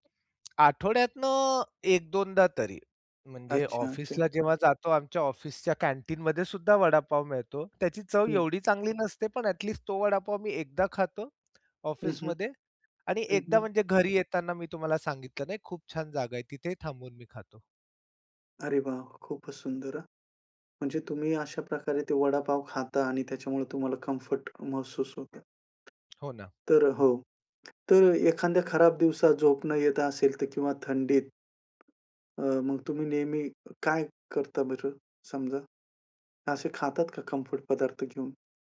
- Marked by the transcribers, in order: tapping; other background noise
- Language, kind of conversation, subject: Marathi, podcast, तुम्हाला कोणता पदार्थ खाल्ल्यावर मनाला दिलासा मिळतो, आणि तोच का?